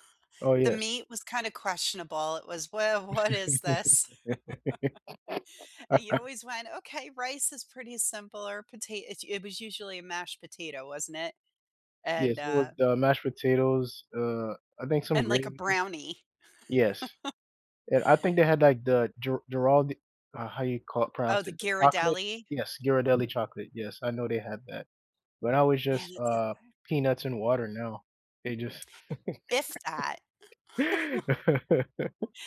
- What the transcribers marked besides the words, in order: laugh; laughing while speaking: "what"; laugh; chuckle; tapping; other background noise; laugh
- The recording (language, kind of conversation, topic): English, unstructured, What makes a trip feel like a true adventure?